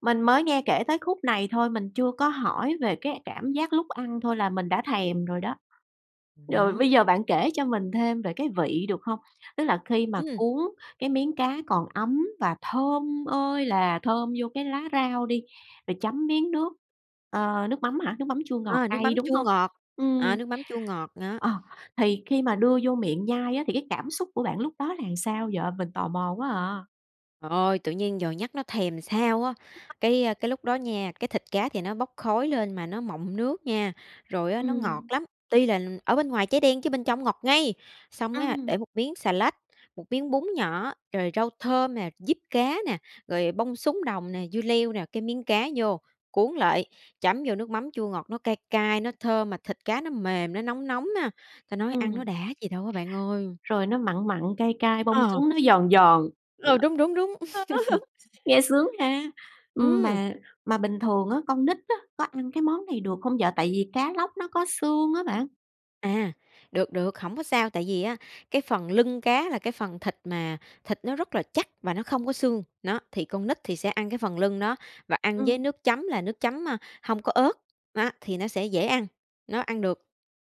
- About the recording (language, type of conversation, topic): Vietnamese, podcast, Có món ăn nào khiến bạn nhớ về nhà không?
- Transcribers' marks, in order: tapping; anticipating: "là sao vậy? Mình tò mò quá à"; "làm" said as "ừn"; unintelligible speech; unintelligible speech; laugh